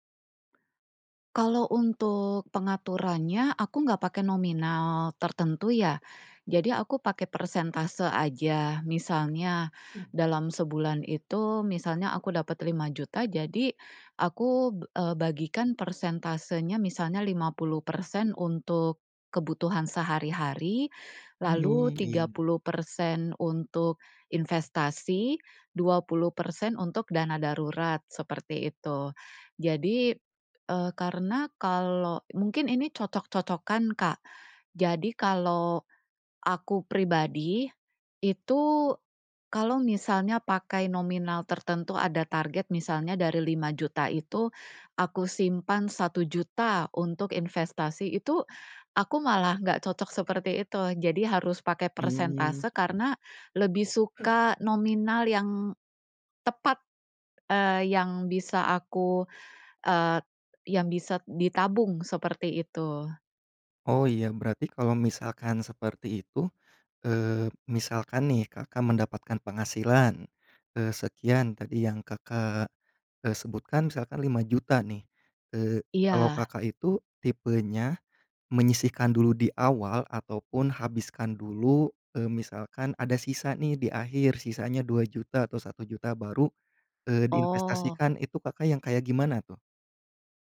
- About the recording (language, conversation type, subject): Indonesian, podcast, Gimana caramu mengatur keuangan untuk tujuan jangka panjang?
- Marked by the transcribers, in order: tapping; other background noise